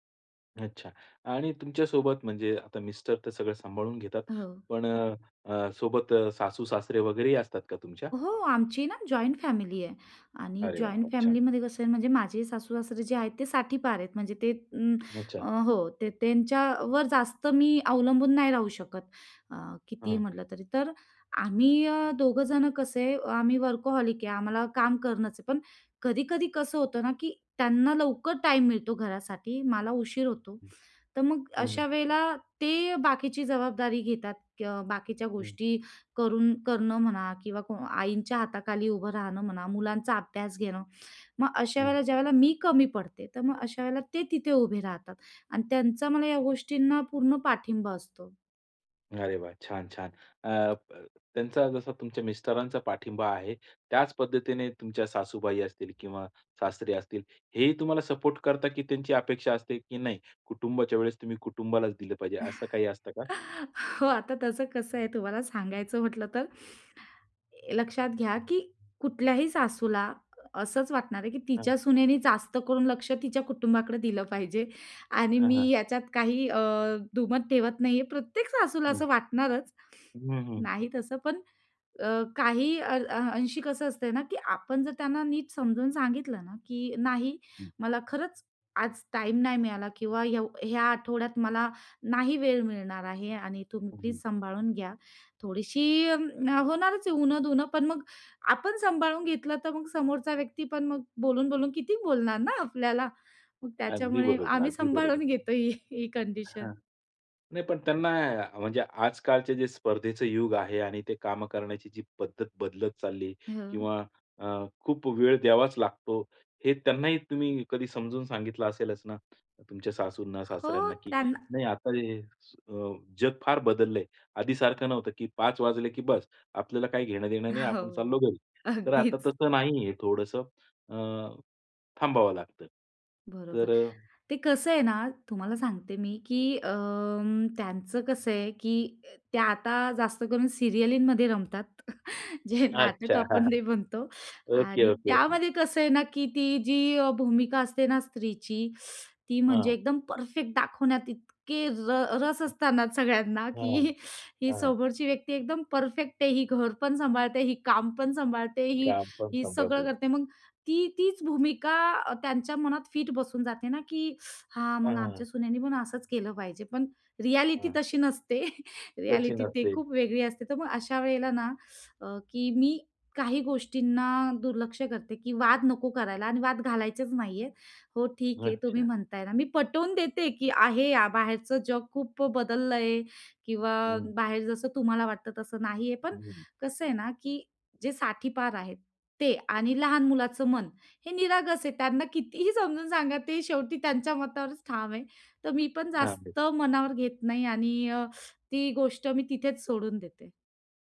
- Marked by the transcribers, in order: in English: "जॉइंट"; in English: "जॉइंट"; other background noise; in English: "वर्कहॉलिक"; chuckle; laughing while speaking: "हो, आता तसं कसं आहे, तुम्हाला सांगायचं म्हटलं तर"; laughing while speaking: "दिलं पाहिजे"; laughing while speaking: "प्रत्येक सासूला"; laughing while speaking: "बोलणार ना"; laughing while speaking: "आम्ही सांभाळून घेतो ही"; chuckle; in English: "कंडिशन"; chuckle; laughing while speaking: "हो, अगदीच"; in English: "सिरीयलीमध्ये"; chuckle; laughing while speaking: "जे नाटक आपण नाही म्हणतो"; chuckle; tapping; laughing while speaking: "ओके, ओके, ओके"; teeth sucking; laughing while speaking: "असताना सगळ्यांना, की"; teeth sucking; teeth sucking; chuckle; teeth sucking; laughing while speaking: "त्यांना कितीही समजून सांगा, ते शेवटी त्यांच्या मतावरच ठाम आहे"; teeth sucking
- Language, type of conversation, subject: Marathi, podcast, कुटुंबासोबत काम करताना कामासाठीच्या सीमारेषा कशा ठरवता?